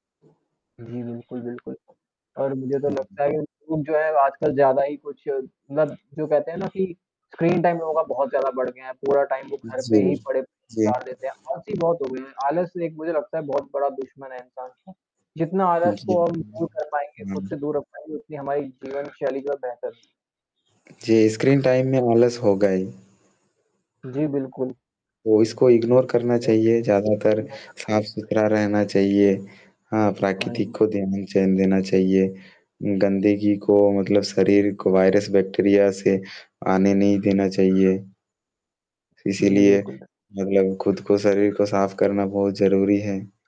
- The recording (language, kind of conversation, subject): Hindi, unstructured, आप अपनी सेहत का ख्याल कैसे रखते हैं?
- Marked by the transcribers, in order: static; distorted speech; tapping; other background noise; in English: "टाइम"; in English: "इग्नोर"; unintelligible speech